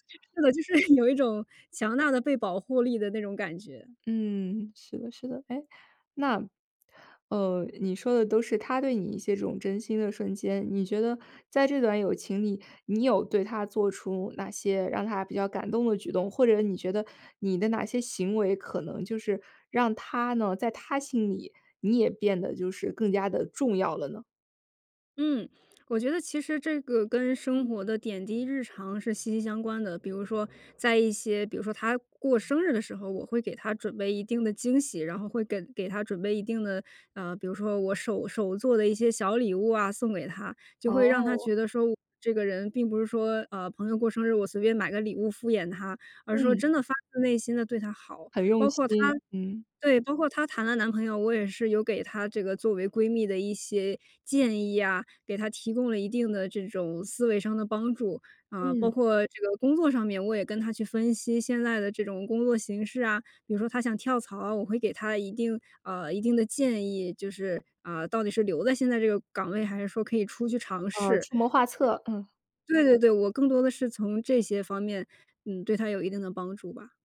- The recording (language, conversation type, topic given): Chinese, podcast, 你是在什么瞬间意识到对方是真心朋友的？
- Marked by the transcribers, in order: laughing while speaking: "是"; other background noise